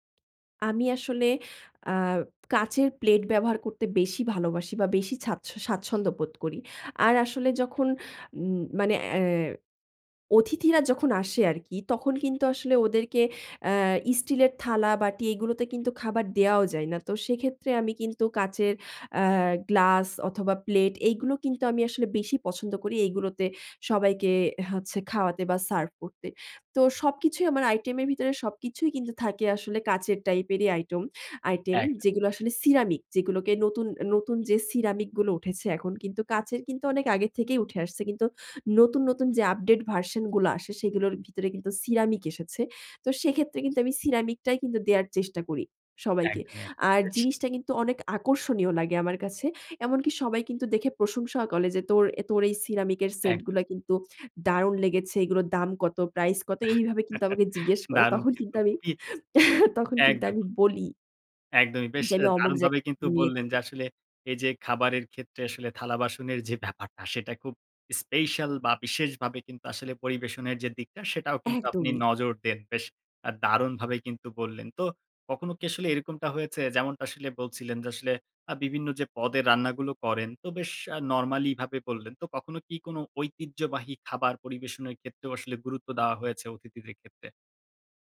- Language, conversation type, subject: Bengali, podcast, অতিথি এলে খাবার পরিবেশনের কোনো নির্দিষ্ট পদ্ধতি আছে?
- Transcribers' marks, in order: unintelligible speech; other background noise; laugh; laughing while speaking: "তখন কিন্তু আমি, তখন কিন্তু আমি বলি"; laughing while speaking: "ব্যাপারটা"